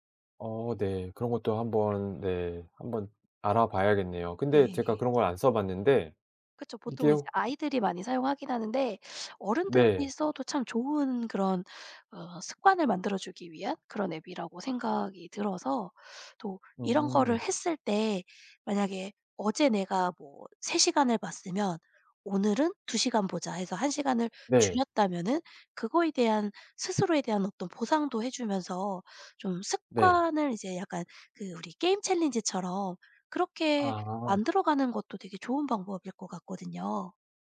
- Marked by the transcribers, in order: other background noise; inhale; inhale; inhale
- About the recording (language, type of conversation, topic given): Korean, advice, 스마트폰과 미디어 사용을 조절하지 못해 시간을 낭비했던 상황을 설명해 주실 수 있나요?